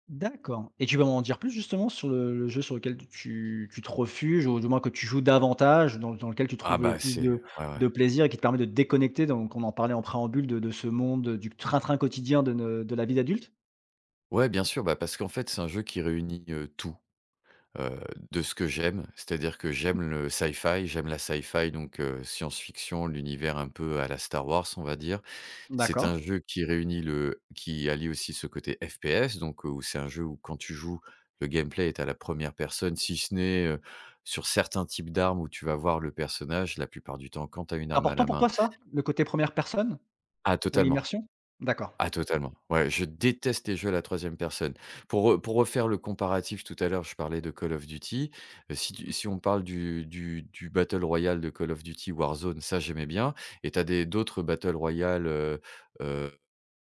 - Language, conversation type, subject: French, podcast, Quel jeu vidéo t’a offert un vrai refuge, et comment ?
- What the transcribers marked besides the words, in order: stressed: "davantage"; stressed: "train-train"; tapping; put-on voice: "sci-fi"; put-on voice: "sci-fi"; stressed: "déteste"